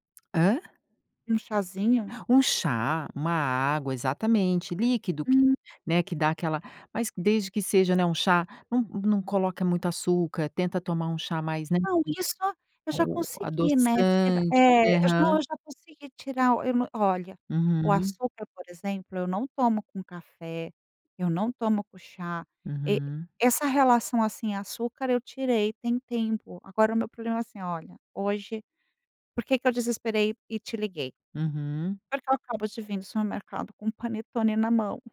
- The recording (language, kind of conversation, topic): Portuguese, advice, Como e em que momentos você costuma comer por ansiedade ou por tédio?
- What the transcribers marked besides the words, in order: none